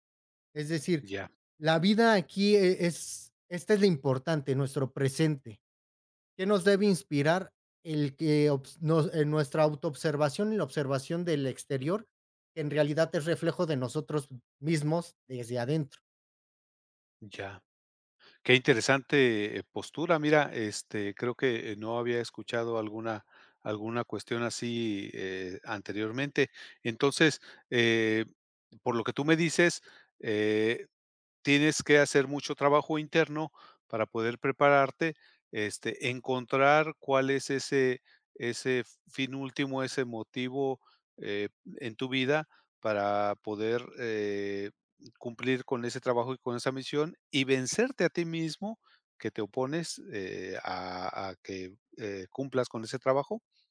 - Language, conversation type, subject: Spanish, podcast, ¿De dónde sacas inspiración en tu día a día?
- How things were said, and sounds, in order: none